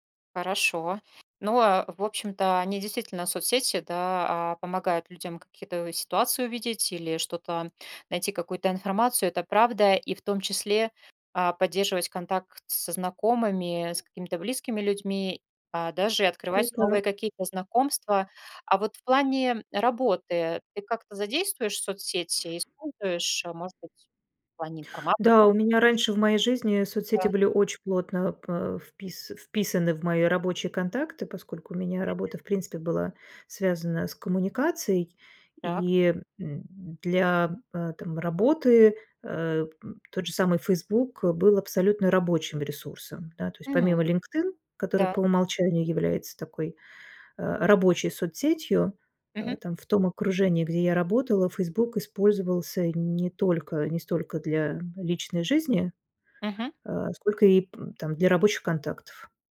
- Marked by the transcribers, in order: none
- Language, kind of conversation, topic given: Russian, podcast, Как соцсети меняют то, что мы смотрим и слушаем?